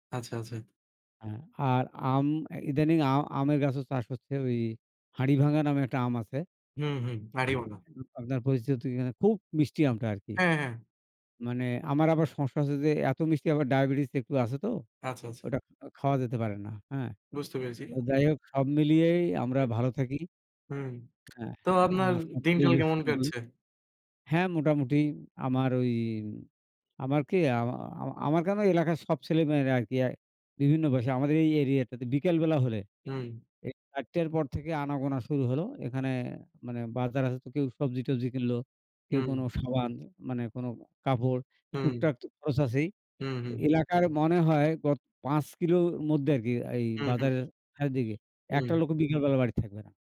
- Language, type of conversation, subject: Bengali, unstructured, প্রযুক্তি আপনার জীবনে কীভাবে পরিবর্তন এনেছে?
- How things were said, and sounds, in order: unintelligible speech; bird